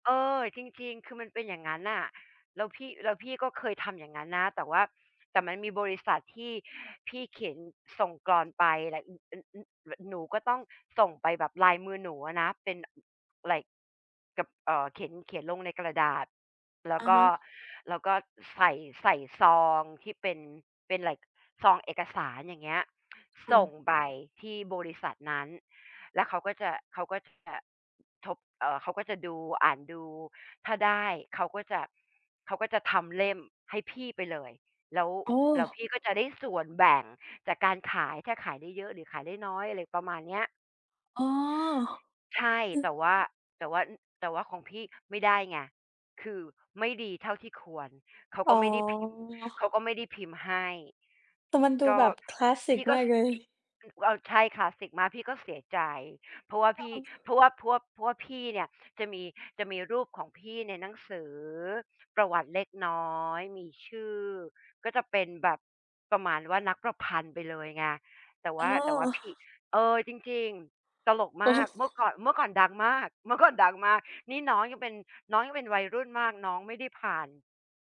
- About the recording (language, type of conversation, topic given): Thai, unstructured, คุณจะเปรียบเทียบหนังสือที่คุณชื่นชอบอย่างไร?
- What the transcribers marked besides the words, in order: in English: "ไลก์"; in English: "ไลก์"; other background noise; tapping